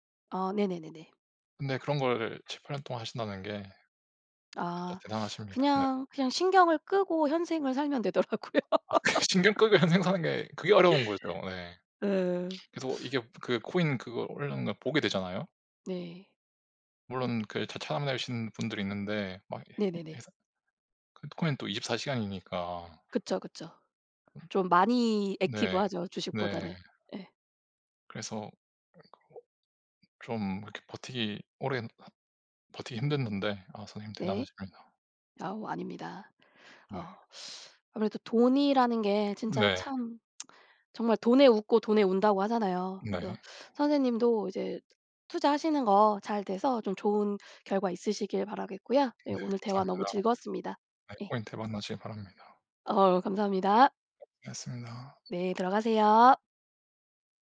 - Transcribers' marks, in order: other background noise; laughing while speaking: "되더라고요"; laughing while speaking: "아 그 신경 끄고 현생 사는 게"; laugh; throat clearing; in English: "액티브"; unintelligible speech; lip smack
- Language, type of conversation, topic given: Korean, unstructured, 돈에 관해 가장 놀라운 사실은 무엇인가요?